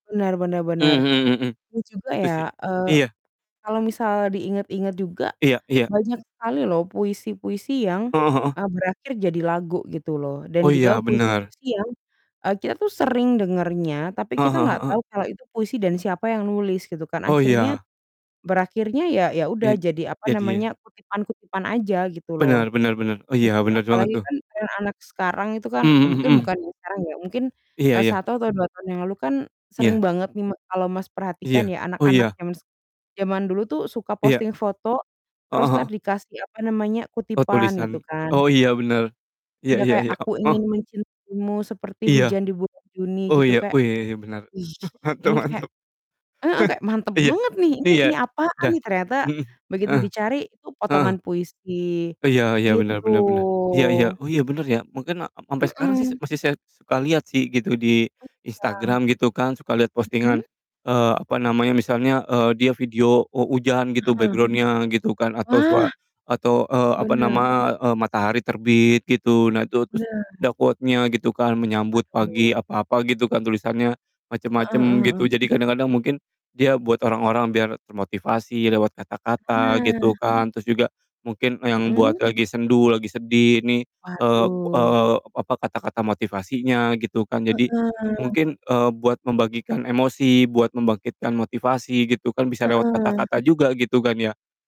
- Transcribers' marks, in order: distorted speech; laughing while speaking: "mantap mantap"; chuckle; drawn out: "gitu"; static; in English: "background-nya"; in English: "quote-nya"
- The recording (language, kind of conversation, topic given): Indonesian, unstructured, Bagaimana seni dapat menjadi cara untuk menyampaikan emosi?
- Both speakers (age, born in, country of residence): 25-29, Indonesia, Indonesia; 40-44, Indonesia, Indonesia